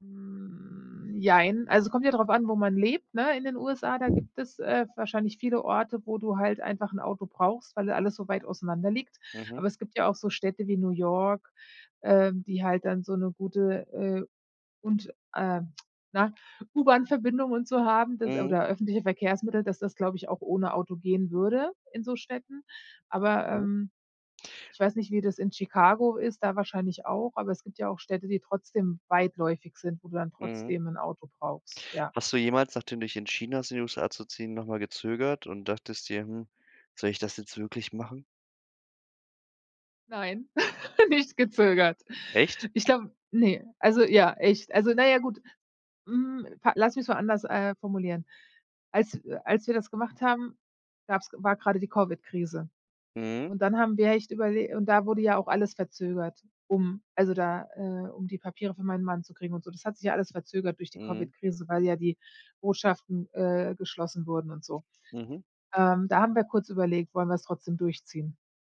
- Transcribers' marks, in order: drawn out: "Hm"; tongue click; chuckle; joyful: "nicht gezögert"; other background noise
- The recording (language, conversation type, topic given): German, podcast, Wie triffst du Entscheidungen bei großen Lebensumbrüchen wie einem Umzug?